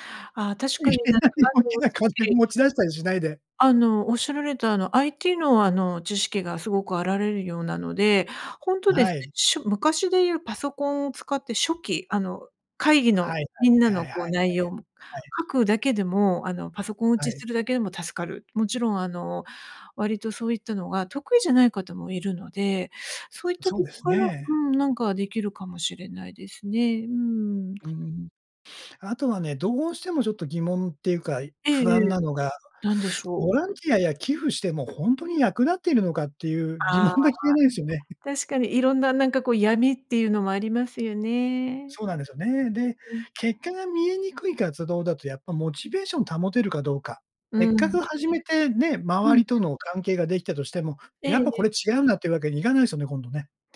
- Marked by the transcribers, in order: laughing while speaking: "いきなり大きな金持ち出したり"; laughing while speaking: "疑問が"; other noise
- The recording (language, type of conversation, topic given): Japanese, advice, 社会貢献をしたいのですが、何から始めればよいのでしょうか？